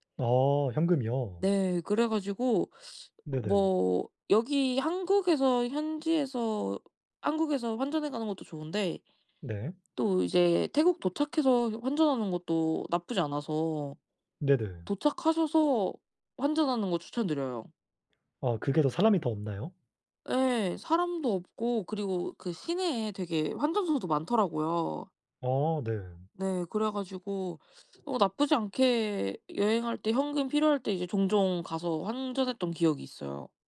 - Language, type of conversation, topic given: Korean, unstructured, 여행할 때 가장 중요하게 생각하는 것은 무엇인가요?
- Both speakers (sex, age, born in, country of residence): female, 20-24, South Korea, Japan; male, 20-24, South Korea, South Korea
- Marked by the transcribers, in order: other background noise